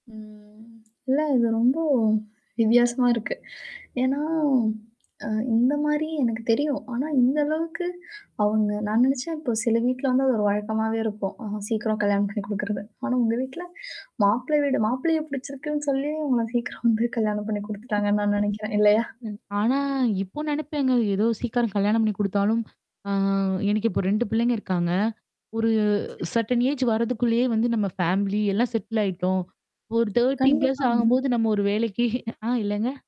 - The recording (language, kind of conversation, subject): Tamil, podcast, குடும்பத்தின் முன்னுரிமைகளையும் உங்கள் தனிப்பட்ட முன்னுரிமைகளையும் நீங்கள் எப்படிச் சமநிலைப்படுத்துவீர்கள்?
- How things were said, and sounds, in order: mechanical hum; static; drawn out: "ம்"; drawn out: "ரொம்ப"; drawn out: "ஏன்னா"; unintelligible speech; tapping; other noise; chuckle; other background noise; in English: "சர்டன் ஏஜ்"; distorted speech; in English: "செட்டில்"; in English: "தேர்ட்டி பிளஸ்"; chuckle